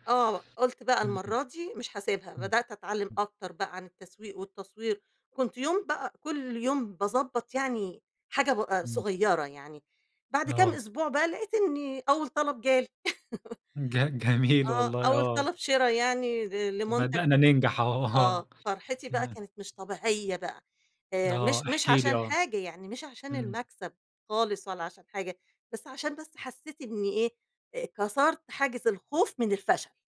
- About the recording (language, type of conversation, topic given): Arabic, podcast, إزاي بتتعامل مع الفشل لما يجي في طريقك؟
- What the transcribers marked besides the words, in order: laugh; chuckle; other background noise; chuckle